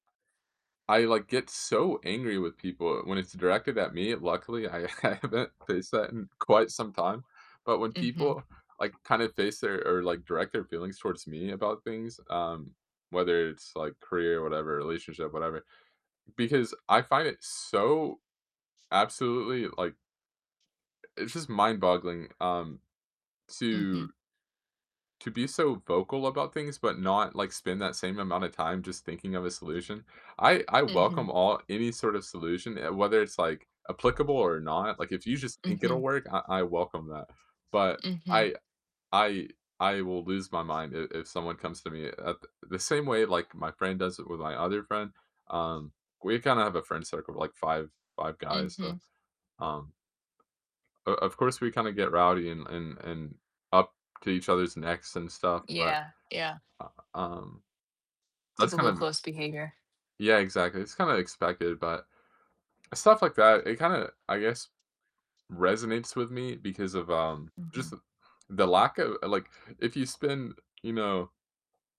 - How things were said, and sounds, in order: other background noise; background speech; laughing while speaking: "I I haven't"; tapping; distorted speech; static
- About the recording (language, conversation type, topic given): English, unstructured, How do you balance honesty and kindness?
- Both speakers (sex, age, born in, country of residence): female, 40-44, United States, United States; male, 25-29, Latvia, United States